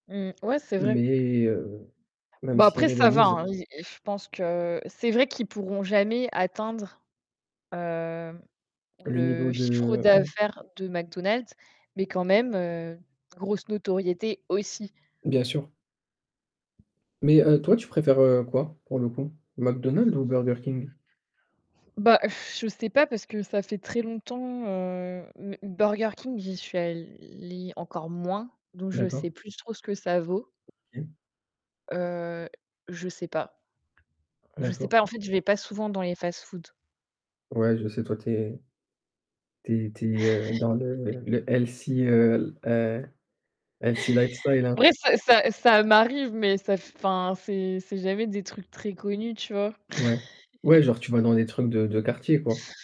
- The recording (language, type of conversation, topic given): French, unstructured, Penses-tu que les publicités pour la malbouffe sont trop agressives ?
- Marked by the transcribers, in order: static; tapping; distorted speech; stressed: "aussi"; other background noise; chuckle; in English: "healthy"; in English: "healthy lifestyle"; laugh